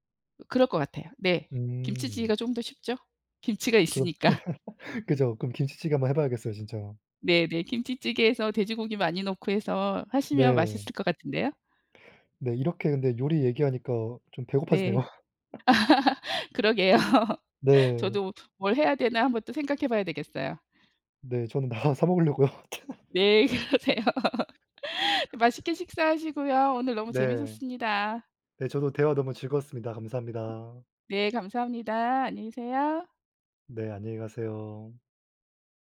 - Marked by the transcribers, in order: laugh; laugh; laughing while speaking: "그러게요"; laugh; laughing while speaking: "나가서"; unintelligible speech; laughing while speaking: "그러세요"; laugh
- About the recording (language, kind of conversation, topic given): Korean, unstructured, 집에서 요리해 먹는 것과 외식하는 것 중 어느 쪽이 더 좋으신가요?